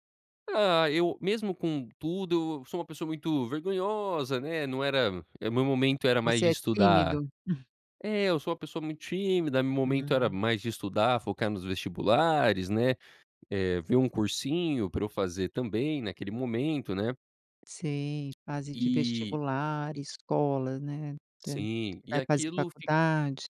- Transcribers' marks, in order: giggle; tapping
- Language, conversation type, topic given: Portuguese, podcast, Como foi a primeira vez que você se apaixonou?